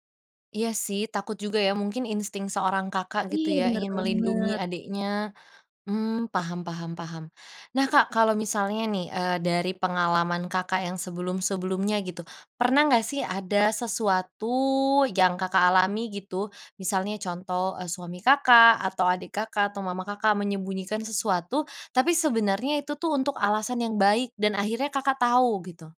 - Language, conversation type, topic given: Indonesian, podcast, Apa pendapatmu tentang kebohongan demi kebaikan dalam keluarga?
- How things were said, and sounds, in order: none